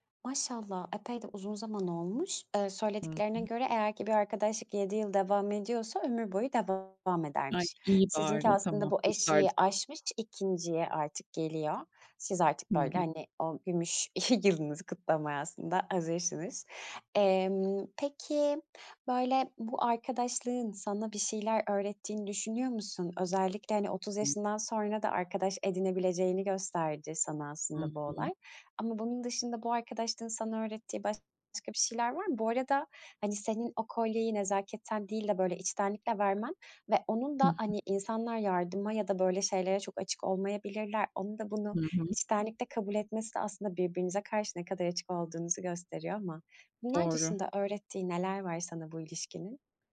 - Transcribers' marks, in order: laughing while speaking: "yılınızı"; other background noise
- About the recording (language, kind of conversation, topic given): Turkish, podcast, Uzun süren arkadaşlıkları nasıl canlı tutarsın?